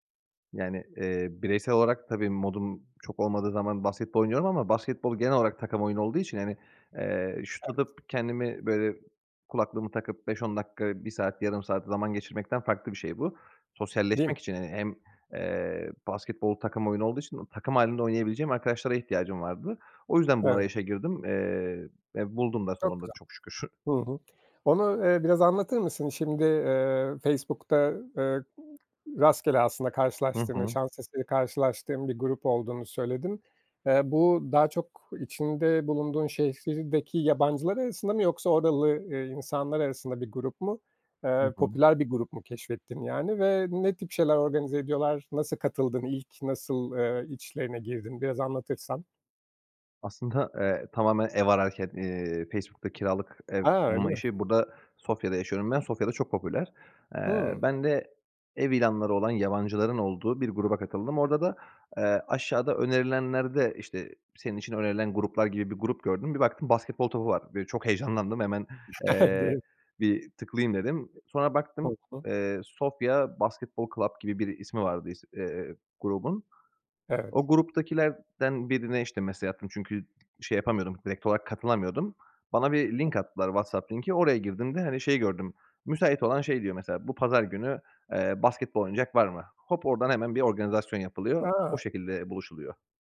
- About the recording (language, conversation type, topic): Turkish, podcast, Hobi partneri ya da bir grup bulmanın yolları nelerdir?
- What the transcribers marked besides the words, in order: unintelligible speech; other background noise